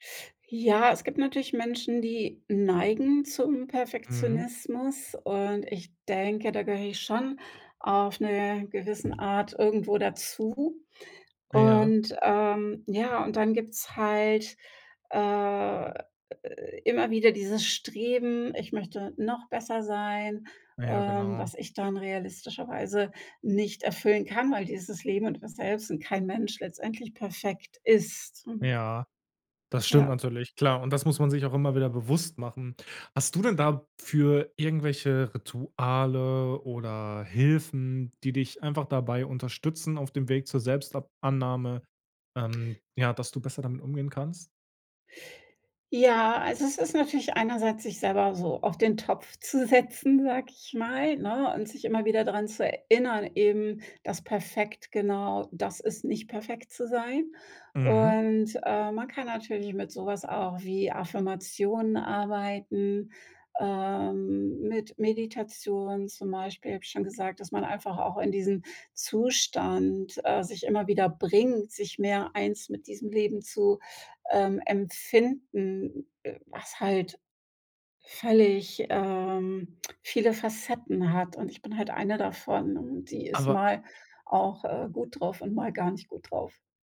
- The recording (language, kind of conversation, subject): German, podcast, Was ist für dich der erste Schritt zur Selbstannahme?
- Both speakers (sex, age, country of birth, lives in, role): female, 55-59, Germany, Italy, guest; male, 30-34, Germany, Germany, host
- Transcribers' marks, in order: stressed: "ist"; stressed: "bewusst"; laughing while speaking: "zu setzen"